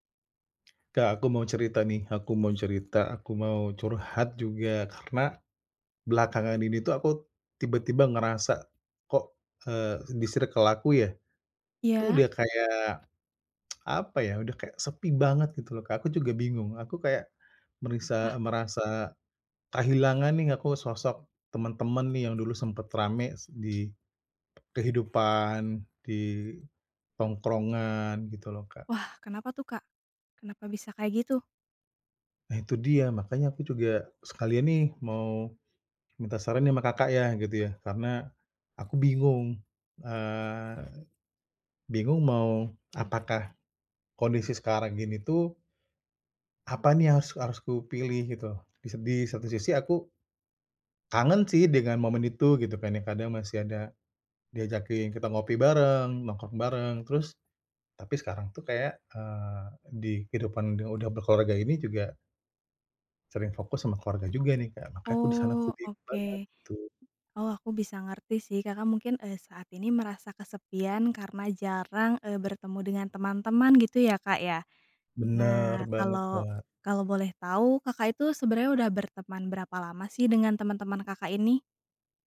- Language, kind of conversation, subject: Indonesian, advice, Bagaimana perasaanmu saat merasa kehilangan jaringan sosial dan teman-teman lama?
- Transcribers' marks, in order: other background noise; tsk; tapping